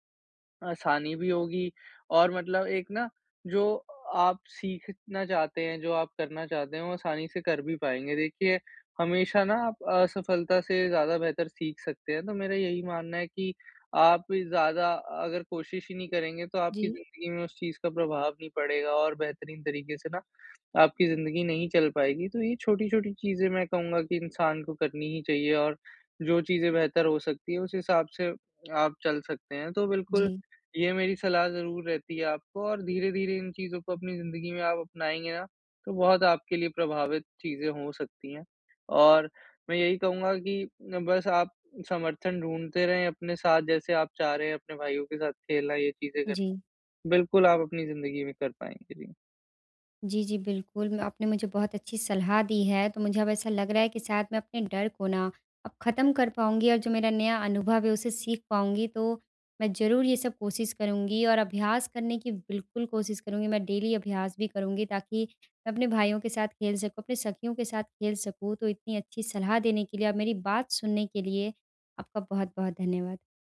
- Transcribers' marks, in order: in English: "डेली"
- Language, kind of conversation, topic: Hindi, advice, नए अनुभव आज़माने के डर को कैसे दूर करूँ?